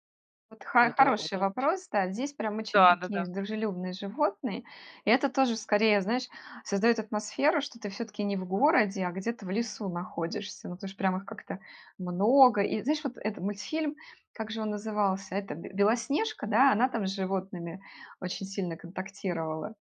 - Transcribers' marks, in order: none
- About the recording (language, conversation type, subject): Russian, podcast, Как природа влияет на ваше настроение после тяжёлого дня?